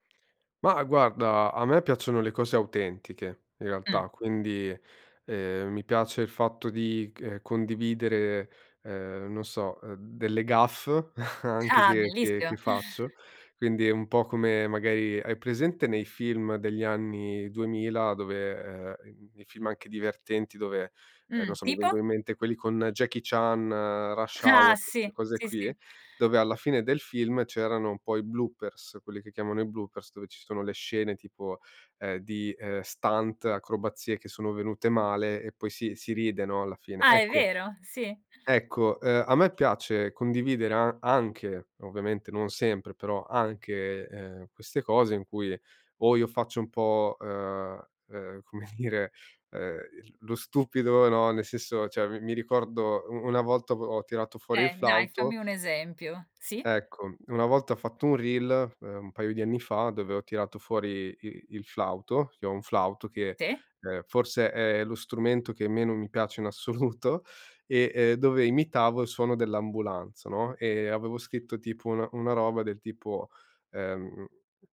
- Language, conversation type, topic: Italian, podcast, In che modo i social distorcono la percezione del successo?
- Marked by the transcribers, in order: chuckle; other background noise; in English: "stunt"; laughing while speaking: "come dire"; "cioè" said as "ceh"; laughing while speaking: "assoluto"